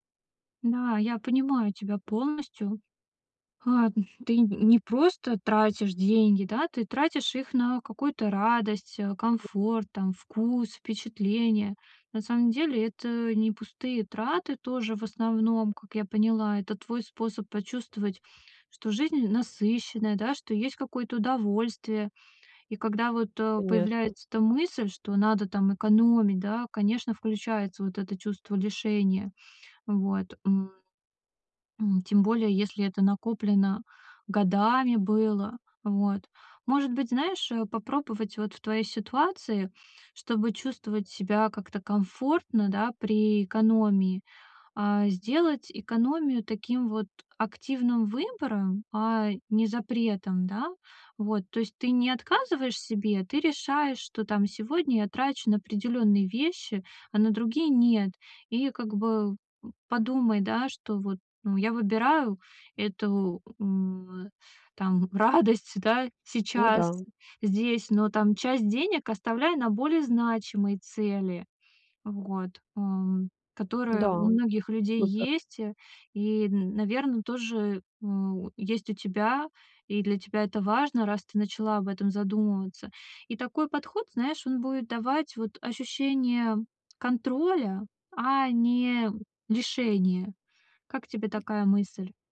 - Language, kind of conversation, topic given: Russian, advice, Как мне экономить деньги, не чувствуя себя лишённым и несчастным?
- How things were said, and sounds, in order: other noise; tapping